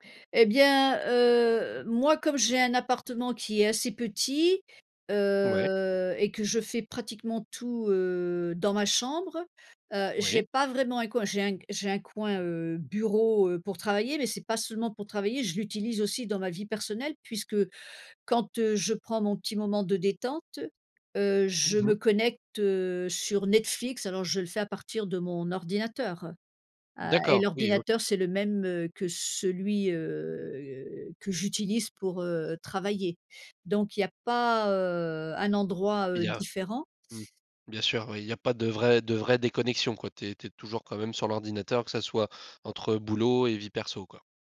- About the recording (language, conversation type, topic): French, podcast, Comment trouvez-vous l’équilibre entre le travail et la vie personnelle ?
- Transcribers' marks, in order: other background noise; drawn out: "heu"; stressed: "bureau"; drawn out: "heu"